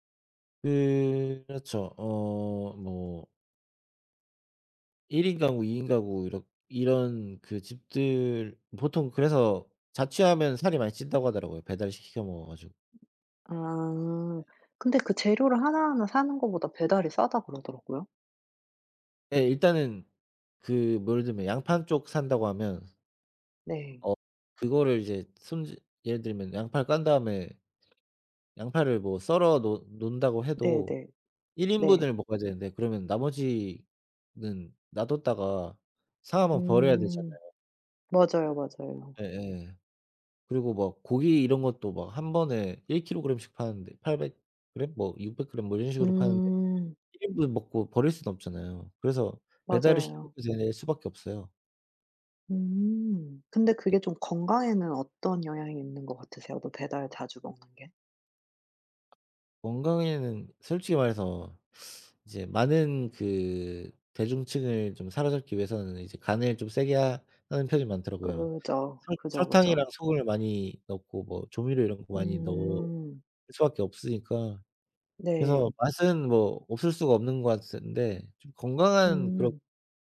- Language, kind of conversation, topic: Korean, unstructured, 음식 배달 서비스를 너무 자주 이용하는 것은 문제가 될까요?
- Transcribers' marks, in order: tapping